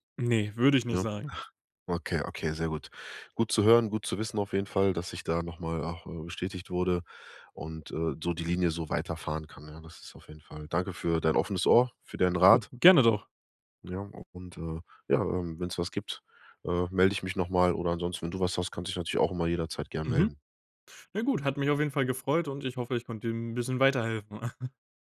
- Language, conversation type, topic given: German, advice, Wie kann ich bei Freunden Grenzen setzen, ohne mich schuldig zu fühlen?
- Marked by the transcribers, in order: other noise; laugh